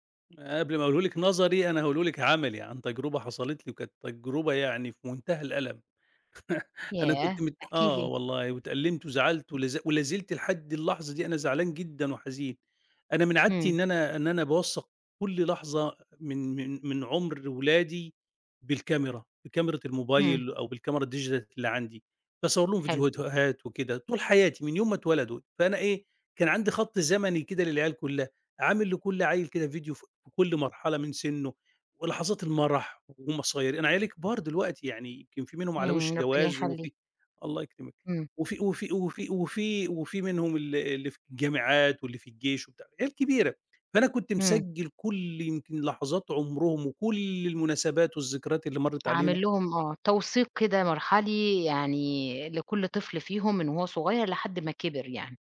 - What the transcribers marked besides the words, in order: scoff; in English: "الdigital"; "فيديوهات" said as "فيديوتوهات"
- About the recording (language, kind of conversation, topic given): Arabic, podcast, إزاي شايف تأثير التكنولوجيا على ذكرياتنا وعلاقاتنا العائلية؟